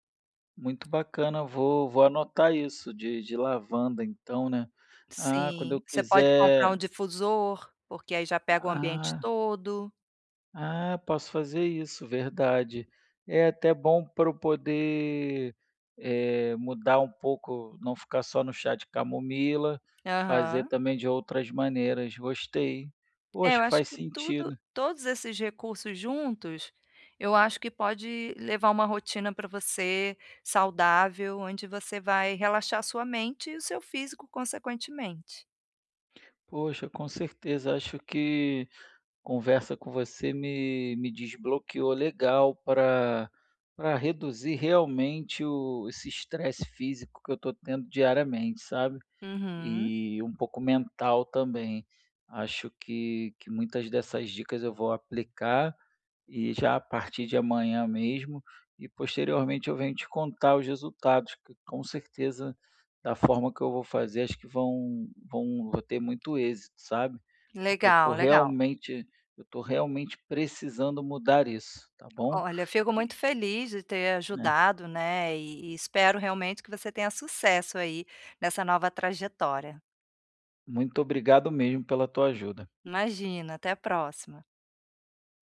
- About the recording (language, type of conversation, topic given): Portuguese, advice, Como posso criar um ritual breve para reduzir o estresse físico diário?
- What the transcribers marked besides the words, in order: tapping